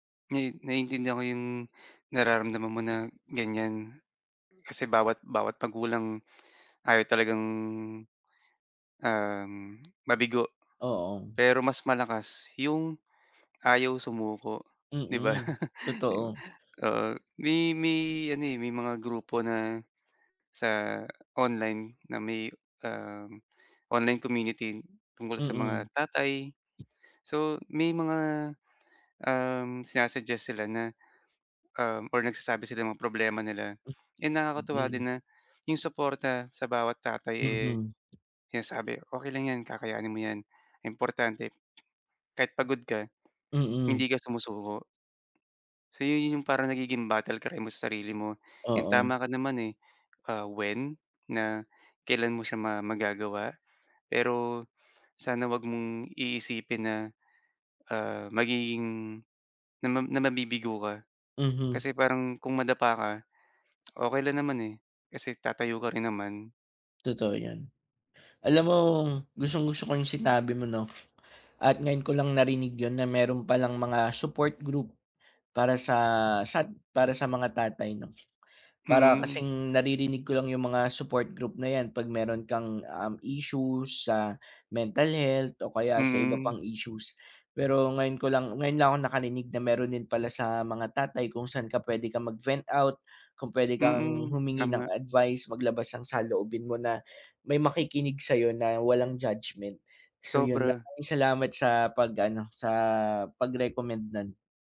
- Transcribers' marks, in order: tapping; other background noise; chuckle
- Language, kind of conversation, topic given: Filipino, advice, Paano ko malalampasan ang takot na mabigo nang hindi ko nawawala ang tiwala at pagpapahalaga sa sarili?